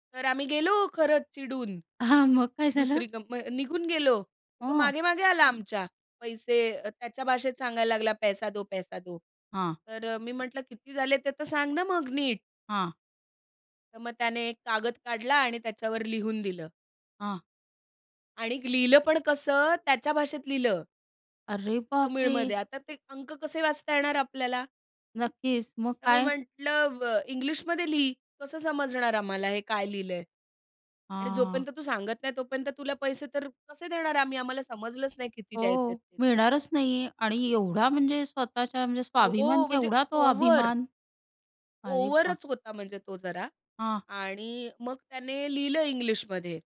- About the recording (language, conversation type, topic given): Marathi, podcast, मातृभाषेचा अभिमान तुम्ही कसा जपता?
- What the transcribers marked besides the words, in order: laughing while speaking: "हां, मग काय झालं?"; in Hindi: "पैसा दो, पैसा दो"; surprised: "अरे बापरे!"